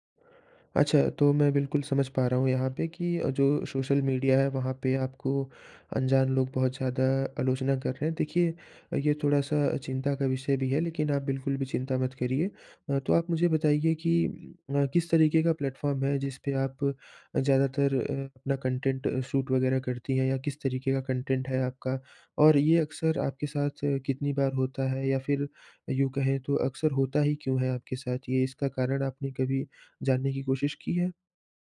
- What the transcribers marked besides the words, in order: in English: "प्लेटफॉर्म"; in English: "कंटेंट शूट"; in English: "कंटेंट"
- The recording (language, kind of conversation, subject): Hindi, advice, आप सोशल मीडिया पर अनजान लोगों की आलोचना से कैसे परेशान होते हैं?